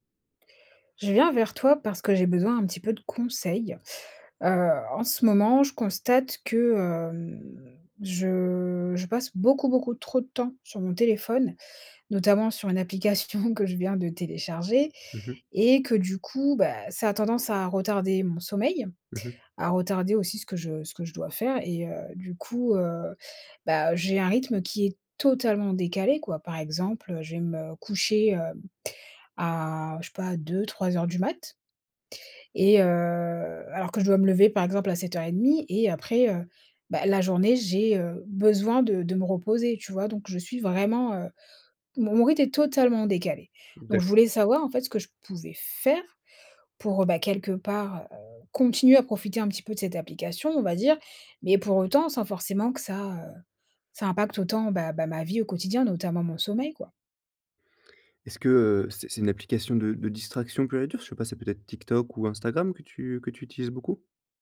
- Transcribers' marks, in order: drawn out: "hem, je"; laughing while speaking: "application"; drawn out: "heu"; stressed: "faire"; other background noise
- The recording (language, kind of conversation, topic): French, advice, Pourquoi est-ce que je dors mal après avoir utilisé mon téléphone tard le soir ?